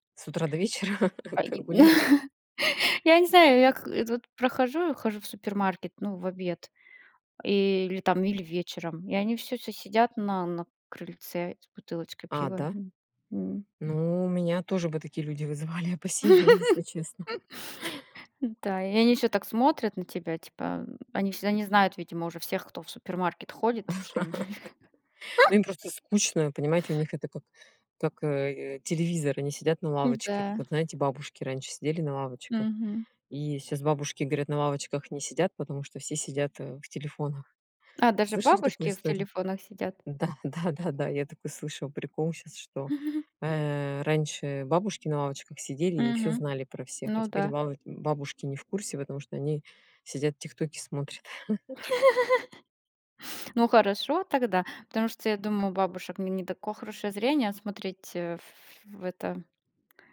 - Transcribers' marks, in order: laughing while speaking: "вечера прям там гуляют?"; laugh; laughing while speaking: "вызывали опасение"; laugh; tapping; laugh; chuckle; laugh
- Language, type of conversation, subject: Russian, unstructured, Почему, по-вашему, люди боятся выходить на улицу вечером?